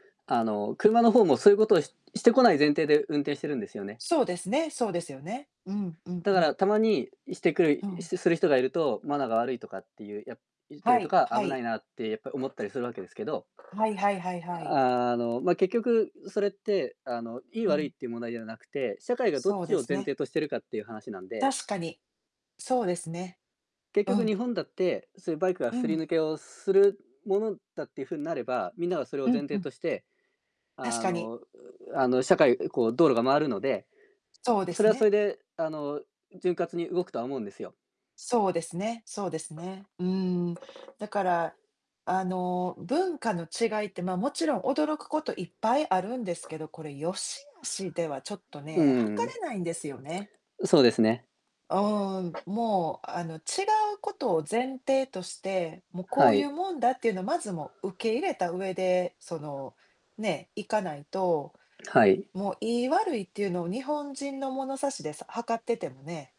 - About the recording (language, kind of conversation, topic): Japanese, unstructured, 文化に触れて驚いたことは何ですか？
- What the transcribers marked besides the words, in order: distorted speech; other background noise; static